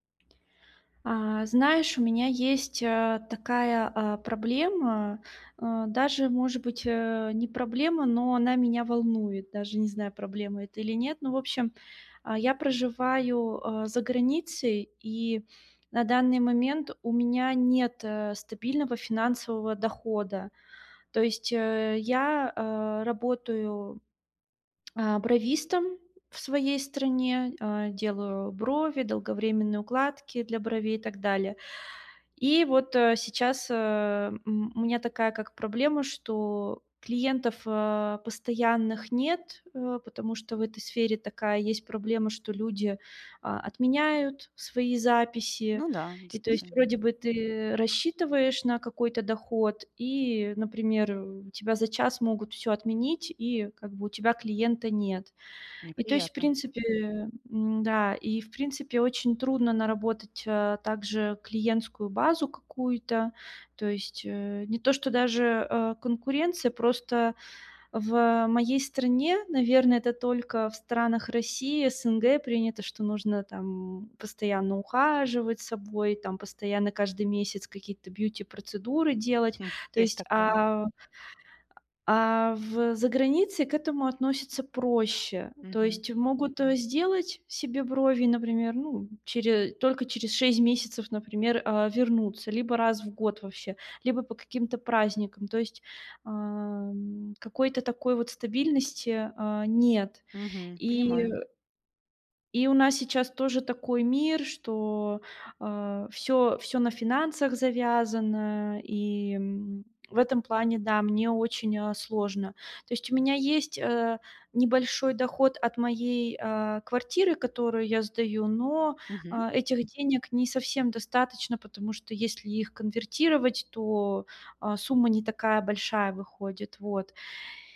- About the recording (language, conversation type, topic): Russian, advice, Как мне справиться с финансовой неопределённостью в быстро меняющемся мире?
- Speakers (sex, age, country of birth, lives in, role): female, 30-34, Russia, Mexico, user; female, 40-44, Russia, Italy, advisor
- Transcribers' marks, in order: tapping